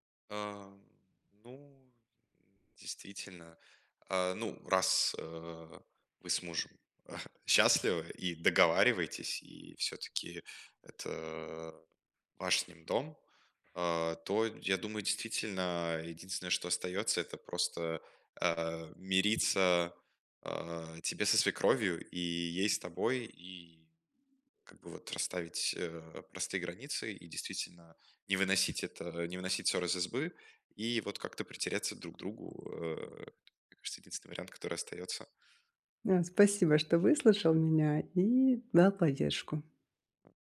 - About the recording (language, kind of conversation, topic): Russian, advice, Как сохранить хорошие отношения, если у нас разные жизненные взгляды?
- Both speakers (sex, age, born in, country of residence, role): female, 40-44, Russia, Italy, user; male, 20-24, Russia, Germany, advisor
- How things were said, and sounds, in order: chuckle; other background noise; laughing while speaking: "счастливы"